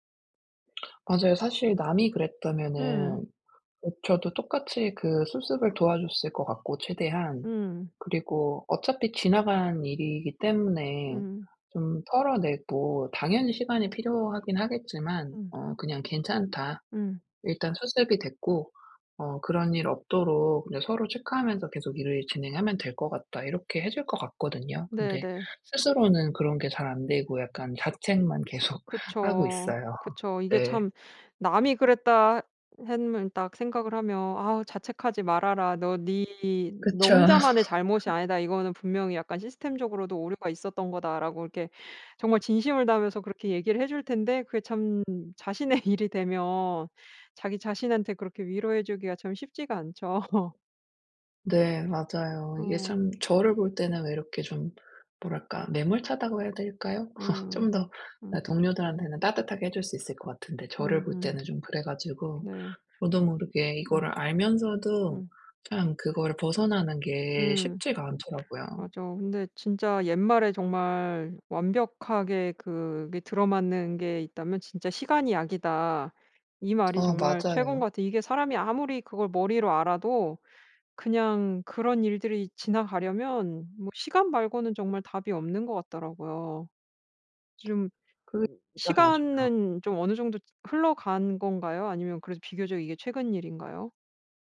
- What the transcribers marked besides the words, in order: lip smack; tapping; laughing while speaking: "계속 하고 있어요"; drawn out: "니"; laugh; laughing while speaking: "자신의"; laughing while speaking: "않죠"; other background noise; laugh; unintelligible speech
- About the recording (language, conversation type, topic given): Korean, advice, 실수한 후 자신감을 어떻게 다시 회복할 수 있을까요?